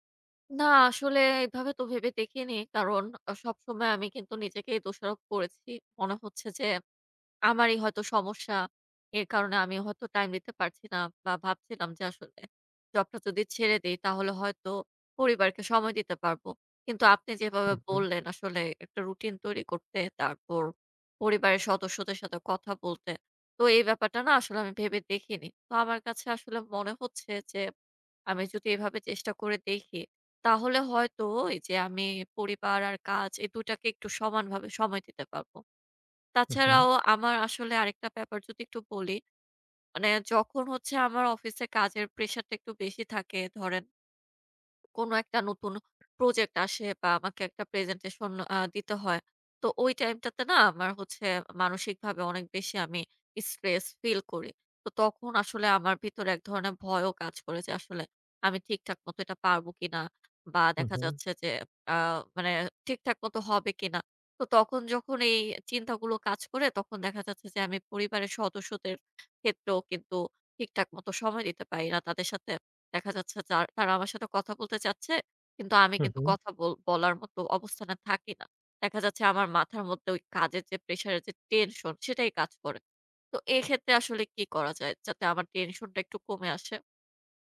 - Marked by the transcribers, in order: "যেভাবে" said as "যেবাবে"; tapping
- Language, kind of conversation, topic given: Bengali, advice, কাজ আর পরিবারের মাঝে সমান সময় দেওয়া সম্ভব হচ্ছে না